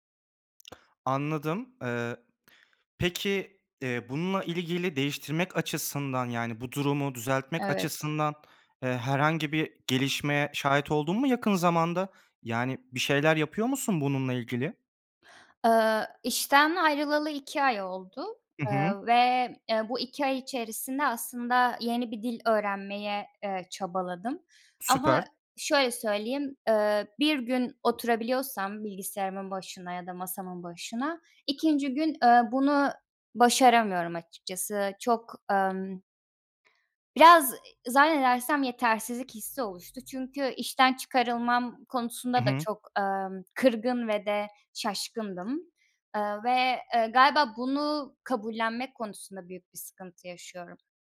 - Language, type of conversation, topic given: Turkish, advice, İşten çıkarılma sonrası kimliğinizi ve günlük rutininizi nasıl yeniden düzenlemek istersiniz?
- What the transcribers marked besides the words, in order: tapping; other background noise; other noise